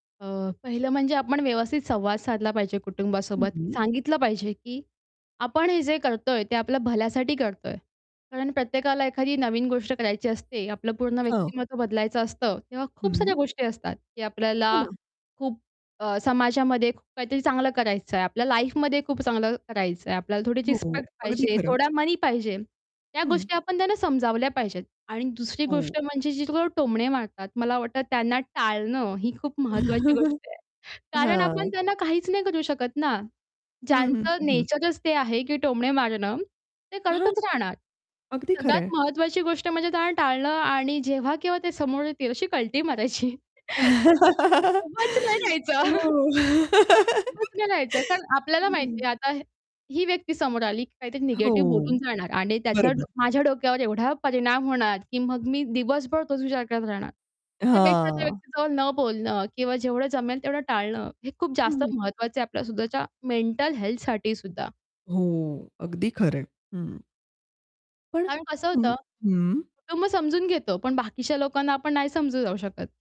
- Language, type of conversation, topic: Marathi, podcast, रोजच्या सवयी बदलल्याने व्यक्तिमत्त्वात कसा बदल होतो?
- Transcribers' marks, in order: static; unintelligible speech; in English: "लाईफमध्ये"; other background noise; distorted speech; in English: "रिस्पेक्ट"; chuckle; laugh; laughing while speaking: "हो"; laughing while speaking: "मारायची. उभच नाही जायचं"; chuckle; laugh